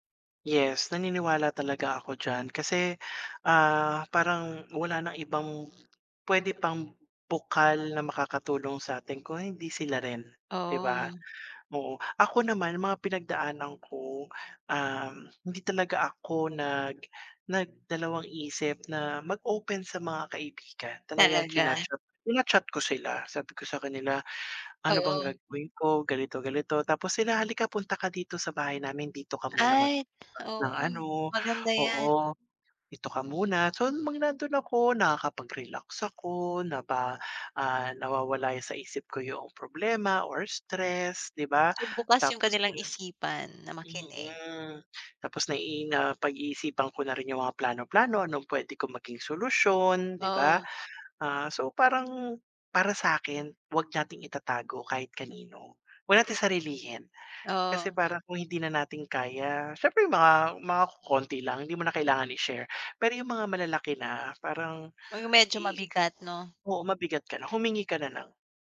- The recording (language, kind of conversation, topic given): Filipino, unstructured, Paano mo hinaharap ang takot at stress sa araw-araw?
- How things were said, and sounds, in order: other background noise; tapping